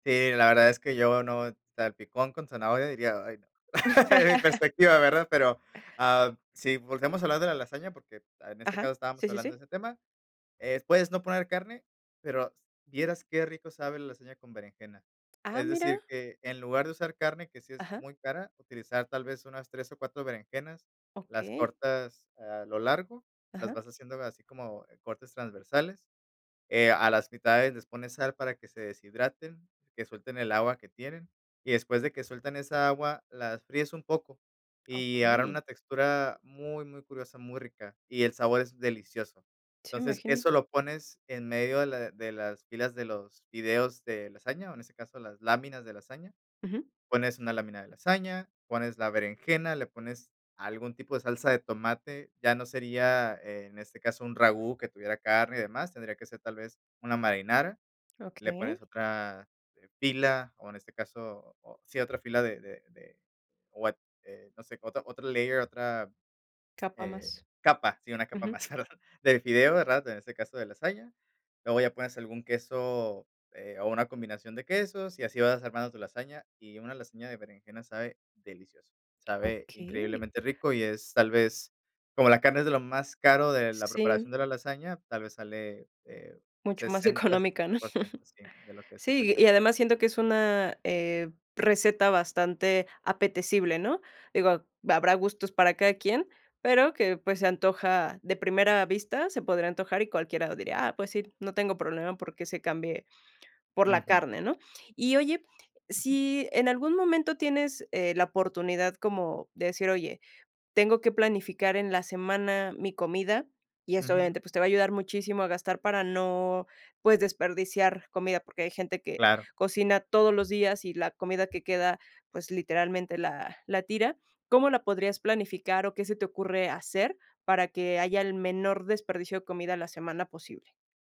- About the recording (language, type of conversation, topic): Spanish, podcast, ¿Cómo preparar comida deliciosa con poco presupuesto?
- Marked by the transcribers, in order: laugh; other noise; in English: "layer"; chuckle; laughing while speaking: "económica"; chuckle